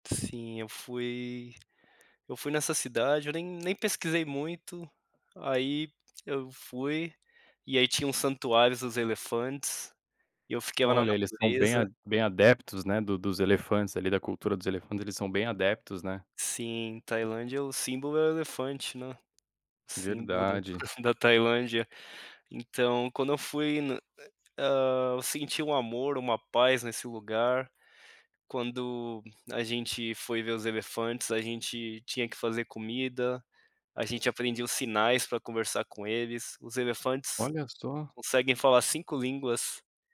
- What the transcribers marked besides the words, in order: tapping
- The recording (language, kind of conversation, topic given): Portuguese, podcast, Você pode me contar sobre uma viagem em meio à natureza que mudou a sua visão de mundo?